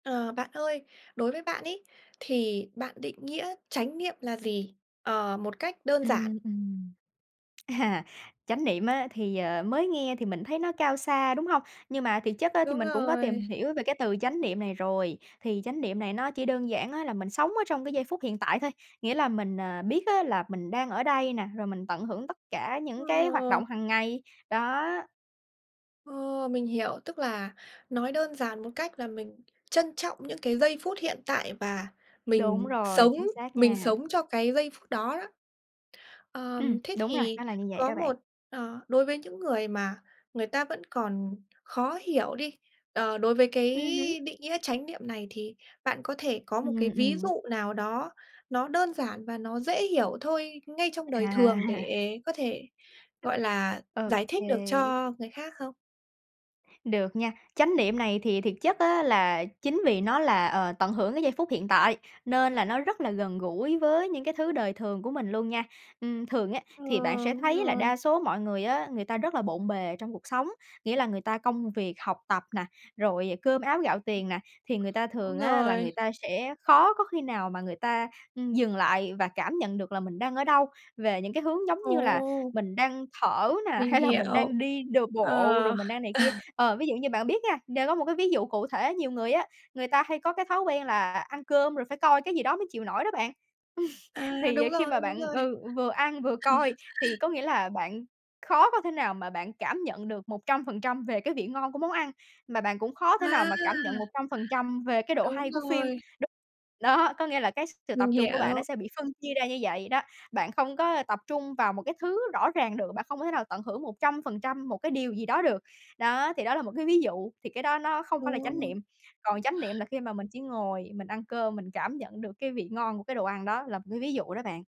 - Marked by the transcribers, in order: tapping; chuckle; other background noise; chuckle; laughing while speaking: "hay là"; chuckle; chuckle; chuckle
- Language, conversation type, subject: Vietnamese, podcast, Bạn định nghĩa chánh niệm một cách đơn giản như thế nào?
- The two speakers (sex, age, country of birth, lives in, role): female, 20-24, Vietnam, United States, guest; female, 25-29, Vietnam, Vietnam, host